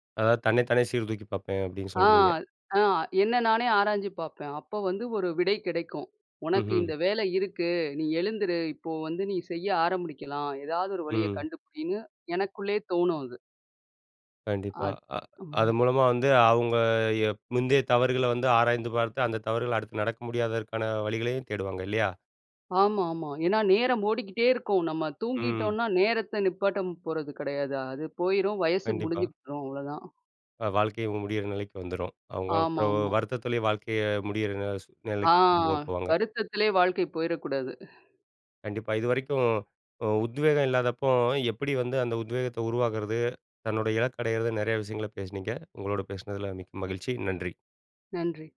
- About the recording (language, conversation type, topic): Tamil, podcast, உத்வேகம் இல்லாதபோது நீங்கள் உங்களை எப்படி ஊக்கப்படுத்திக் கொள்வீர்கள்?
- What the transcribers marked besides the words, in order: drawn out: "அவங்க"; "நிப்பாட்ட" said as "நிப்பாட்டம்"; drawn out: "ஆ"; laugh